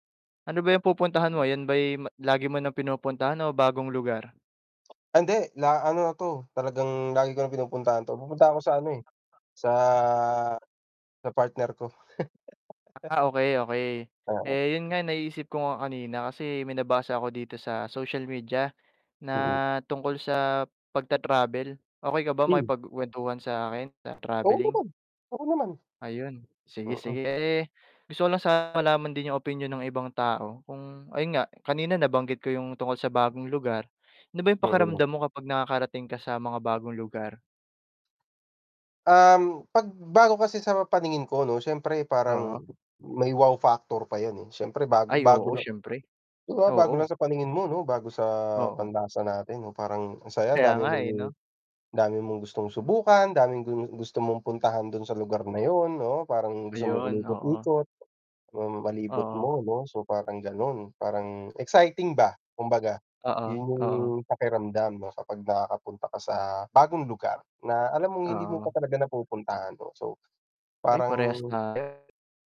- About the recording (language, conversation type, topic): Filipino, unstructured, Ano ang pakiramdam mo kapag nakakarating ka sa bagong lugar?
- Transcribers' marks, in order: static; drawn out: "sa"; distorted speech; chuckle; tapping